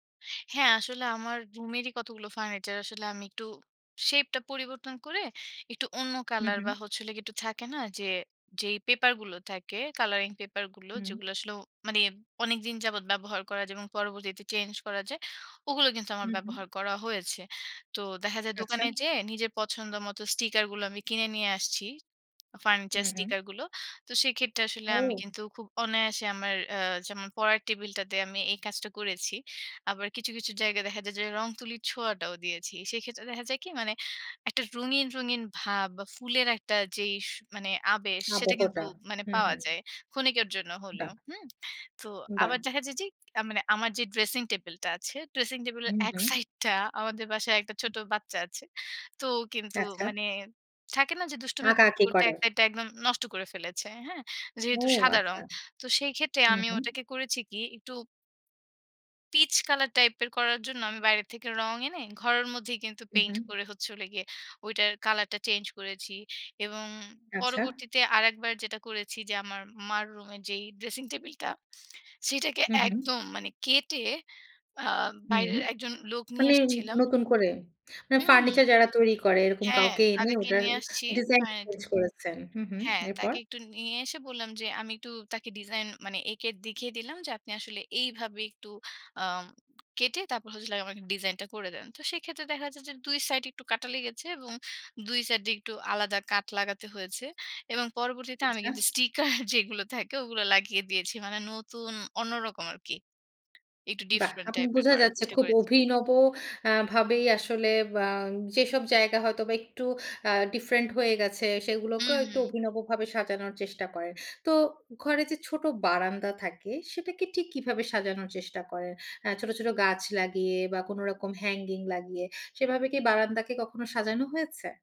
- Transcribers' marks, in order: other background noise; tapping; laughing while speaking: "সাইডটা"; laughing while speaking: "স্টিকার"
- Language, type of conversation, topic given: Bengali, podcast, কম বাজেটে ঘর সাজানোর টিপস বলবেন?